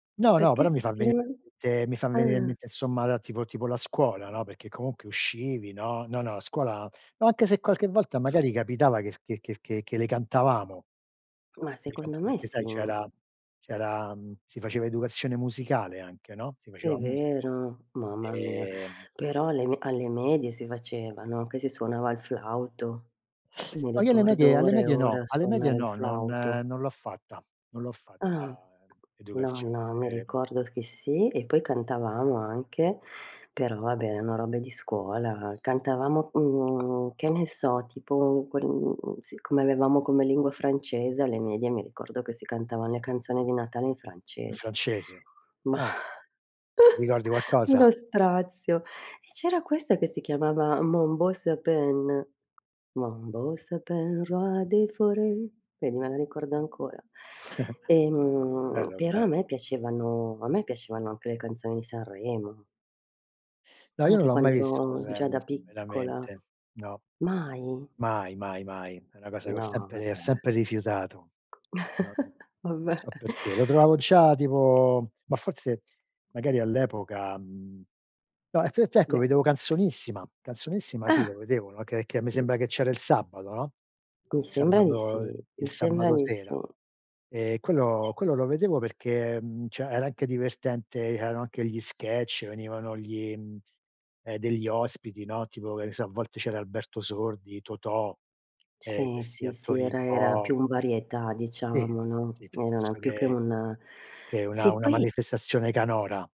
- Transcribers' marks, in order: tapping; unintelligible speech; other background noise; chuckle; in French: "Mon beau sapin, roi des forêts"; singing: "Mon beau sapin, roi des forêts"; chuckle; surprised: "Mai?"; chuckle; laughing while speaking: "Vabbè"; "cioè" said as "ceh"
- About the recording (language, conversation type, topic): Italian, unstructured, Quale canzone ti riporta subito ai tempi della scuola?